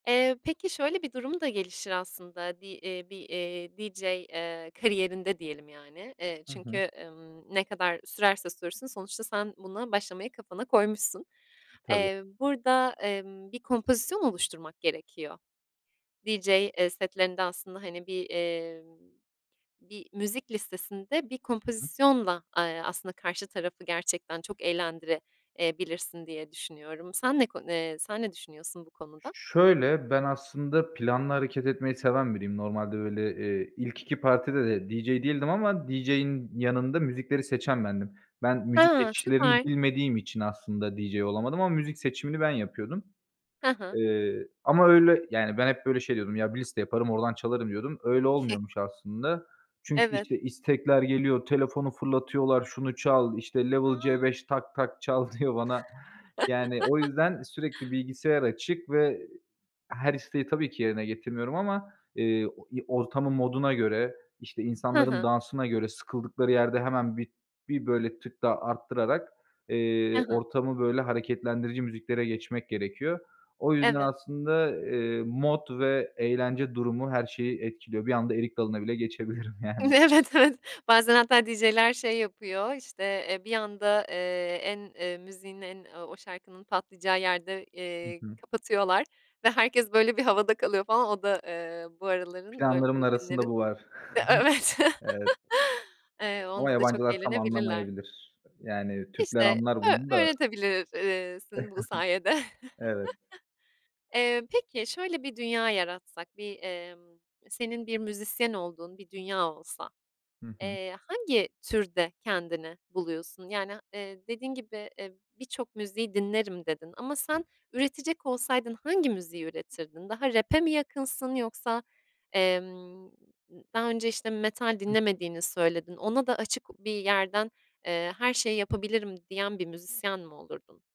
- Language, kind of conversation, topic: Turkish, podcast, Müzik zevkiniz sizi nasıl tanımlar?
- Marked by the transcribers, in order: other background noise; tapping; chuckle; chuckle; laughing while speaking: "diyor"; laughing while speaking: "geçebilirim"; laughing while speaking: "Evet, evet"; chuckle; laughing while speaking: "evet"; chuckle